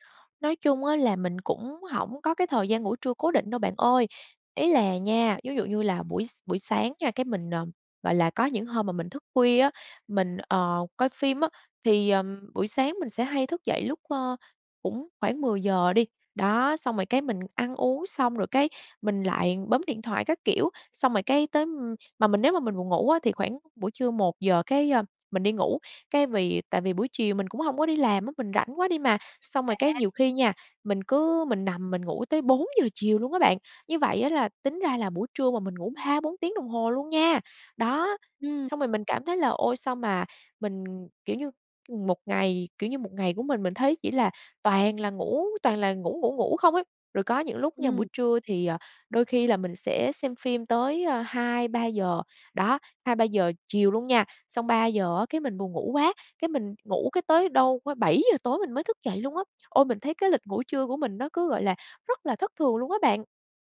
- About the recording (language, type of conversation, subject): Vietnamese, advice, Ngủ trưa quá lâu có khiến bạn khó ngủ vào ban đêm không?
- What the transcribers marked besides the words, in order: other background noise